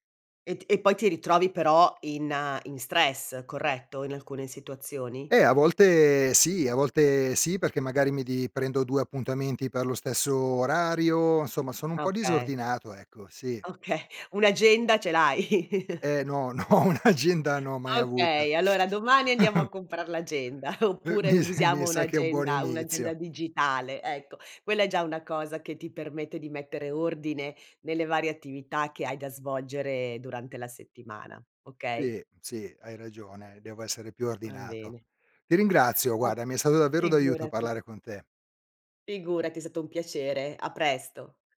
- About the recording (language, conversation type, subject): Italian, advice, Come mai sottovaluti quanto tempo ti serve per fare i compiti?
- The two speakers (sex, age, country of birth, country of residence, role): female, 55-59, Italy, Italy, advisor; male, 50-54, Italy, Italy, user
- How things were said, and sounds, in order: laughing while speaking: "ce l'hai?"; tapping; laughing while speaking: "no, un'agenda"; chuckle; laughing while speaking: "oppure"; unintelligible speech; other background noise